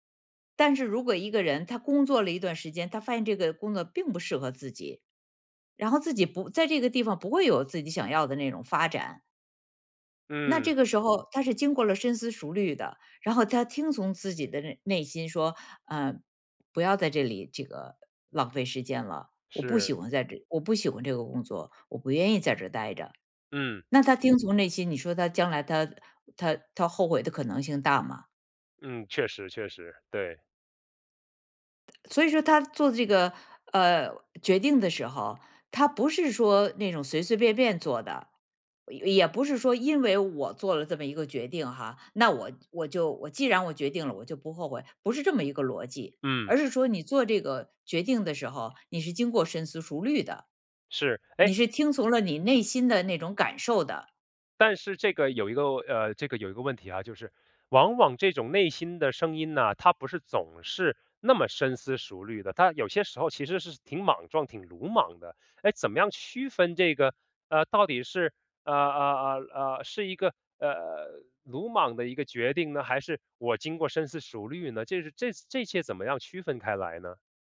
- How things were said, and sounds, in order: none
- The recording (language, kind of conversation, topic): Chinese, podcast, 你如何辨别内心的真实声音？